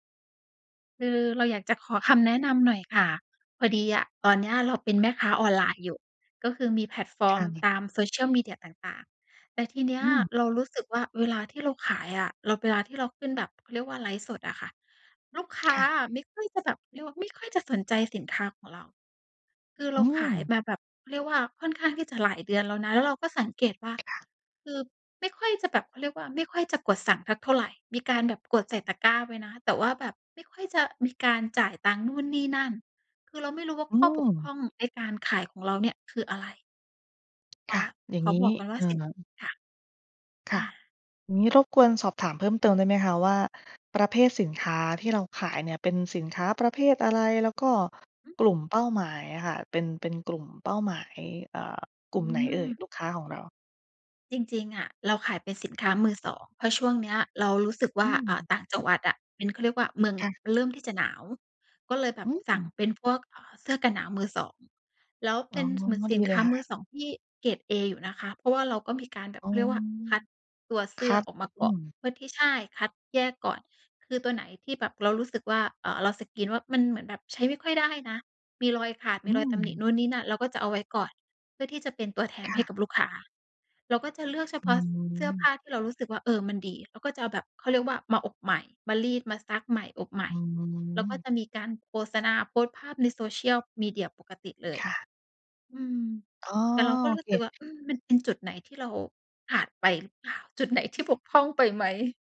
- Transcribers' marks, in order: tapping; other background noise
- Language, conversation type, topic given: Thai, advice, จะรับมือกับความรู้สึกท้อใจอย่างไรเมื่อยังไม่มีลูกค้าสนใจสินค้า?